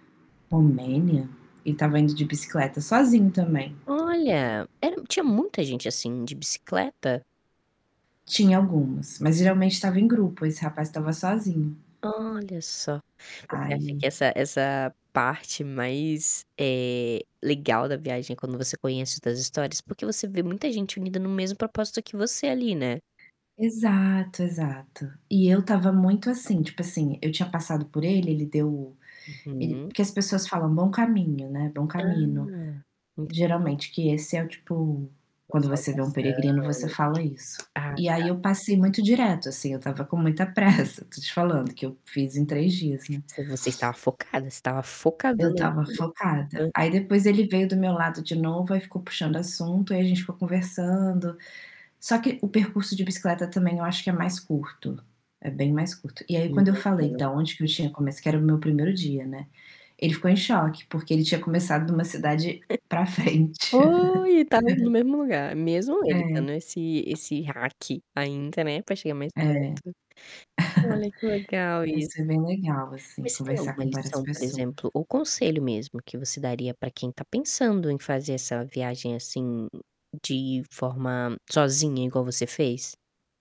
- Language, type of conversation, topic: Portuguese, podcast, Você pode me contar sobre uma viagem que mudou a sua vida?
- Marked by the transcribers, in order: tapping; static; other background noise; in Spanish: "camino"; distorted speech; chuckle; unintelligible speech; chuckle; laughing while speaking: "pra frente"; laugh; in English: "hack"; chuckle